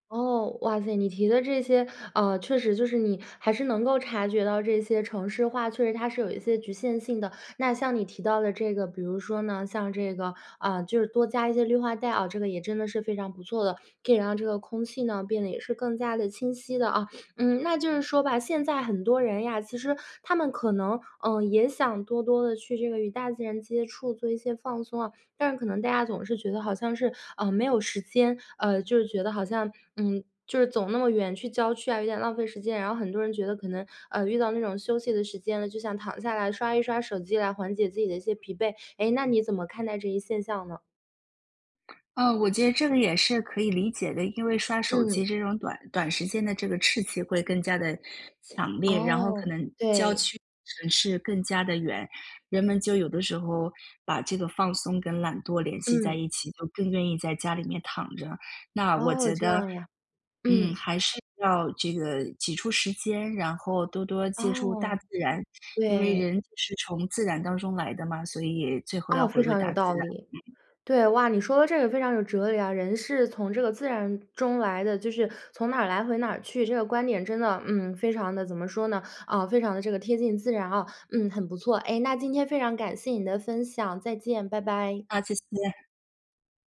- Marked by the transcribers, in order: other background noise; "得" said as "接"; "刺激" said as "赤激"; "从" said as "虫"
- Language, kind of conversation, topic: Chinese, podcast, 城市里怎么找回接触大自然的机会？